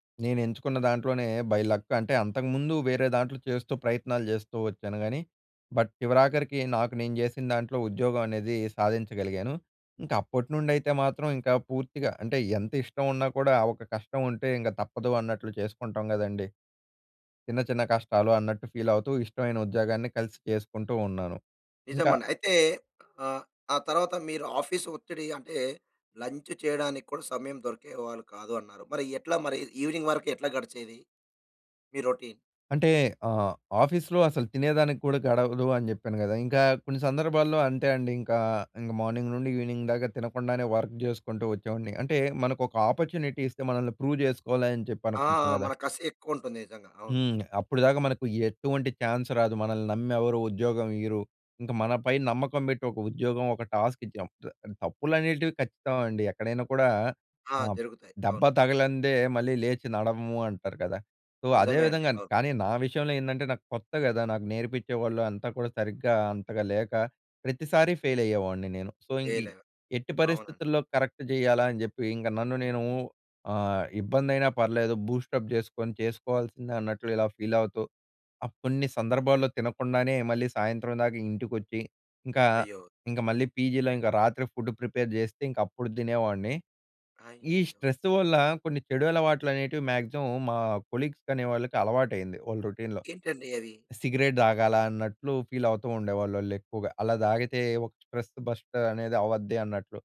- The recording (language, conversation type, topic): Telugu, podcast, రోజువారీ రొటీన్ మన మానసిక శాంతిపై ఎలా ప్రభావం చూపుతుంది?
- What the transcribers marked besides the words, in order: in English: "బై లక్"; in English: "బట్"; in English: "ఫీల్"; other background noise; in English: "ఆఫీస్"; in English: "లంచ్"; in English: "ఈవినింగ్"; in English: "రొటీన్?"; in English: "ఆఫీస్‌లో"; in English: "మార్నింగ్"; in English: "ఈవెనింగ్"; in English: "వర్క్"; in English: "ఆపర్చునిటీ"; in English: "ప్రూవ్"; in English: "చాన్స్"; in English: "టాస్క్"; unintelligible speech; in English: "సో"; in English: "ఫెయిల్"; in English: "సో"; in English: "ఫెయిల్"; in English: "కరెక్ట్"; in English: "బూస్ట్ అ‌ప్"; in English: "ఫీల్"; in English: "పీజీలో"; in English: "ఫుడ్ ప్రిపేర్"; in English: "స్ట్రెస్"; in English: "మాక్సిమం"; in English: "కొలీగ్స్"; in English: "రొటీన్‌లో"; in English: "ఫీల్"; in English: "స్ట్రెస్ బస్ట్"